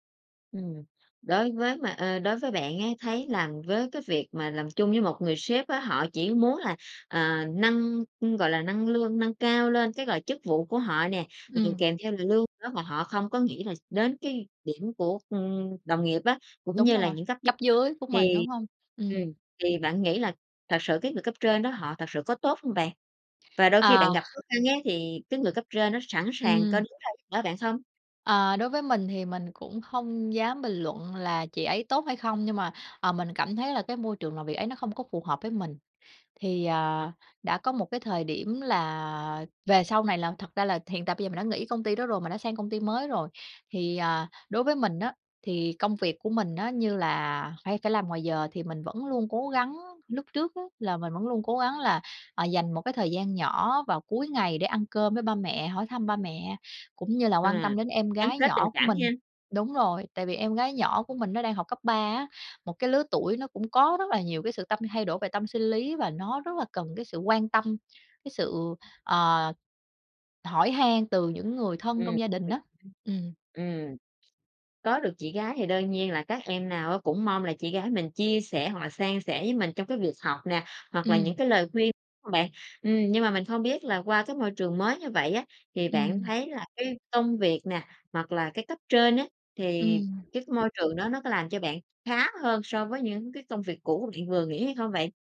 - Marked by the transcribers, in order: tapping; other noise
- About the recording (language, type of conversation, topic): Vietnamese, podcast, Bạn cân bằng giữa gia đình và công việc ra sao khi phải đưa ra lựa chọn?